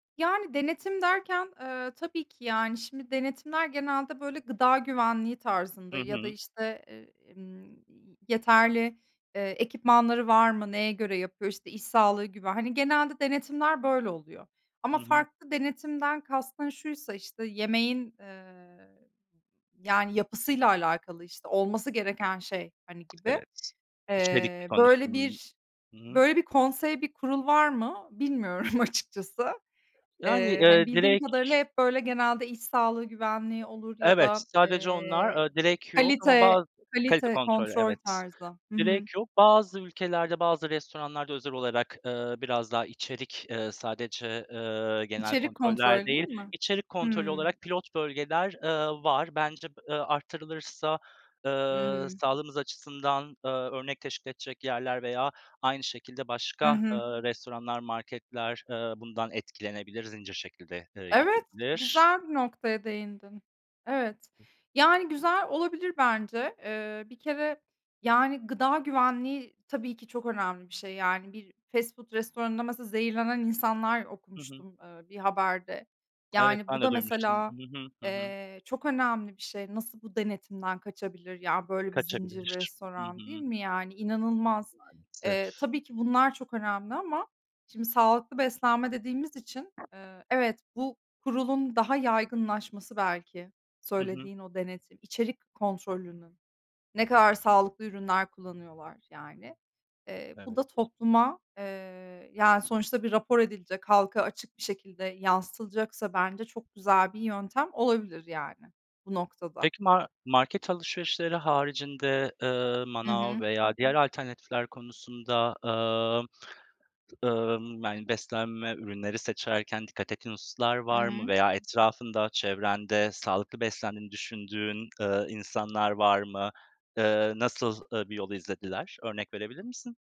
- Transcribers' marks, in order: other background noise; laughing while speaking: "açıkçası"
- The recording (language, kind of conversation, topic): Turkish, unstructured, Sence sağlıklı beslenmek neden önemli?